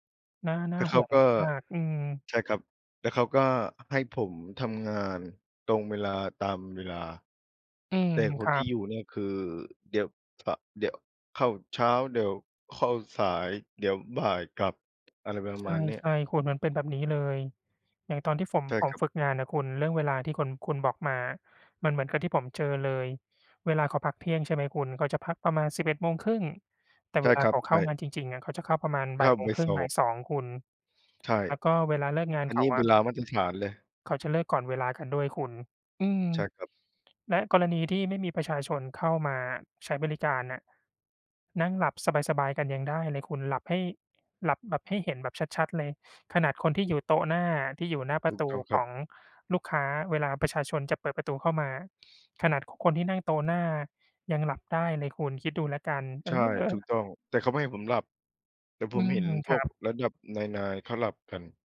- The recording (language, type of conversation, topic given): Thai, unstructured, คุณชอบงานที่ทำอยู่ตอนนี้ไหม?
- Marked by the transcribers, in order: tapping; stressed: "เออ"